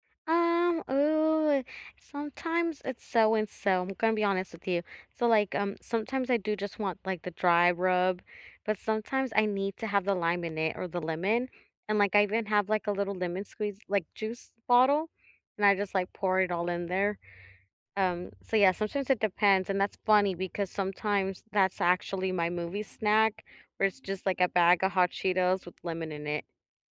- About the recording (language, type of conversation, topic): English, unstructured, Do you prefer elaborate movie snack rituals or simple classics, and what makes your choice unique?
- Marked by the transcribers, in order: tapping; other background noise